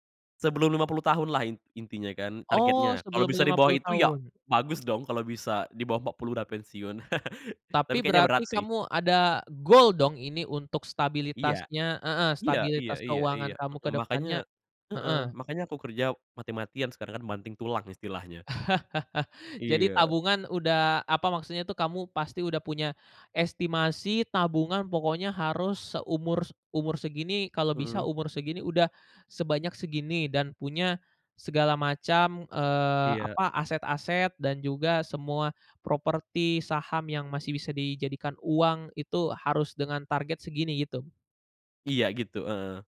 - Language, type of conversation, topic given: Indonesian, podcast, Bagaimana kamu memutuskan antara stabilitas dan mengikuti panggilan hati?
- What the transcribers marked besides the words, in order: chuckle; chuckle